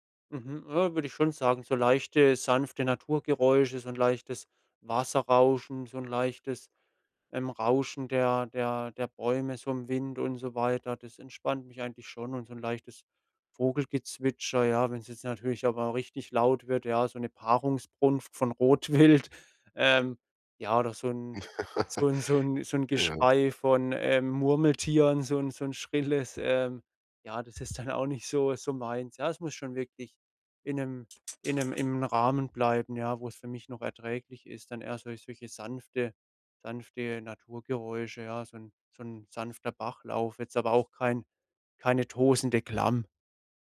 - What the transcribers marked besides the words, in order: laughing while speaking: "Rotwild"; laugh; laughing while speaking: "dann auch"; other background noise
- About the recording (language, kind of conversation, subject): German, podcast, Wie hilft dir die Natur beim Abschalten vom digitalen Alltag?